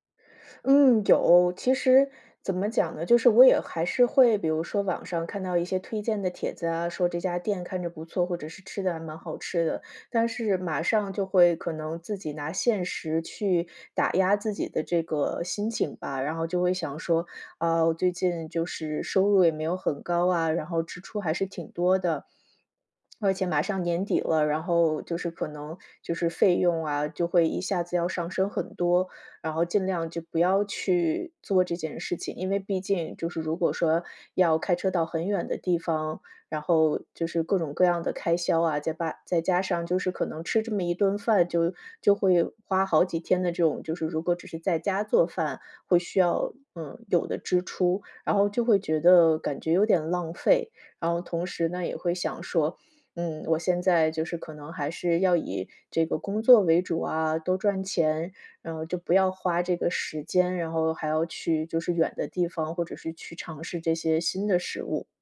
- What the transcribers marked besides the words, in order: tsk
- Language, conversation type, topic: Chinese, advice, 你为什么会对曾经喜欢的爱好失去兴趣和动力？